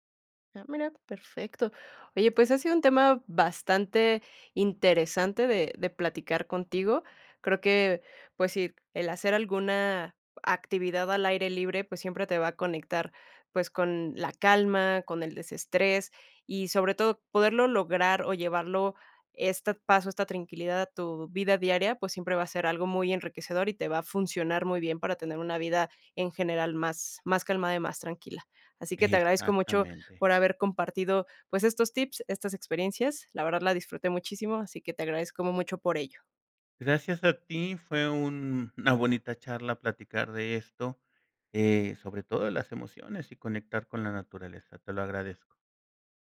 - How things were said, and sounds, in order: other noise
- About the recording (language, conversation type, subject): Spanish, podcast, ¿Qué momento en la naturaleza te dio paz interior?